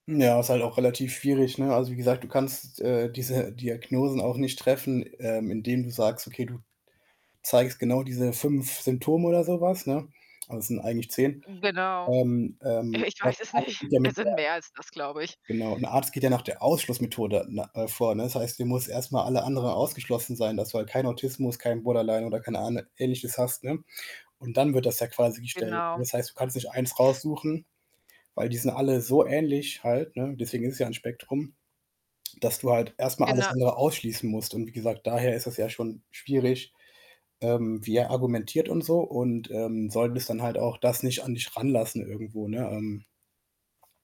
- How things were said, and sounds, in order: static; other background noise; laughing while speaking: "Ich weiß es nicht"; unintelligible speech
- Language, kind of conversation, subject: German, advice, Warum fällt es dir schwer, zwischen konstruktiver und destruktiver Kritik zu unterscheiden?